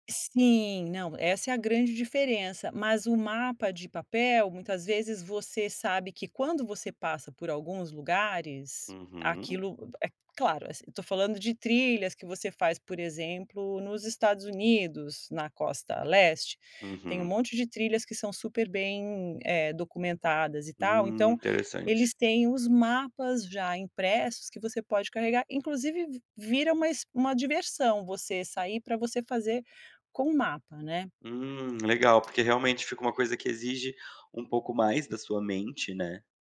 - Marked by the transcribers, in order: other background noise
- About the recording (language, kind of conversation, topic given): Portuguese, podcast, Já descobriu um lugar incrível depois de se perder?